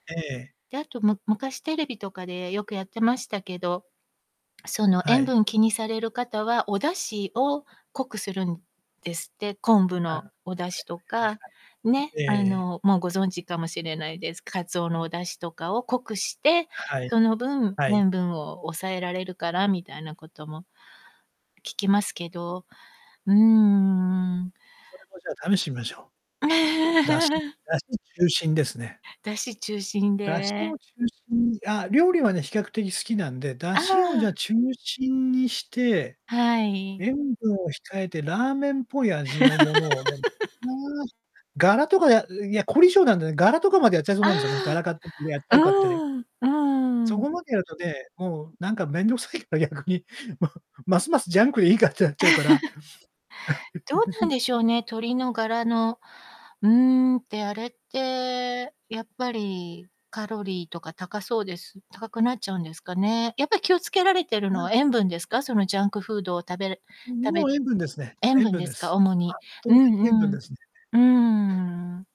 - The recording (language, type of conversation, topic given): Japanese, advice, 健康的な食事を続けられず、ついジャンクフードを食べてしまうのですが、どうすれば改善できますか？
- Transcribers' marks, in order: distorted speech; drawn out: "うーん"; laugh; unintelligible speech; laugh; static; laughing while speaking: "めんどくさいから逆に … てなっちゃうから"; laugh; drawn out: "うーん"